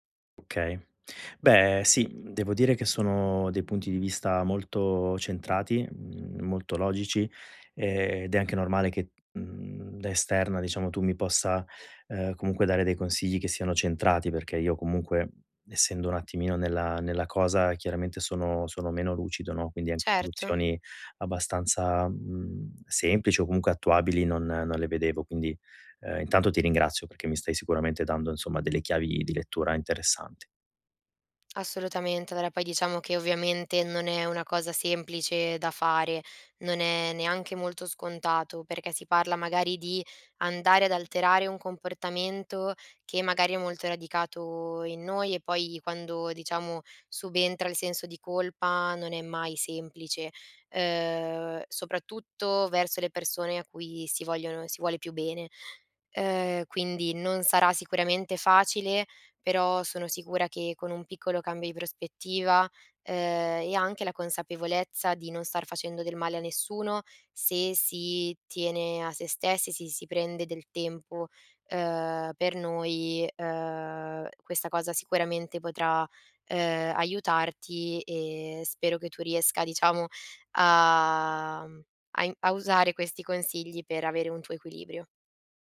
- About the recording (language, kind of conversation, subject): Italian, advice, Come posso imparare a dire di no alle richieste degli altri senza sentirmi in colpa?
- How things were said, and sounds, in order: tapping; "Okay" said as "kay"; other background noise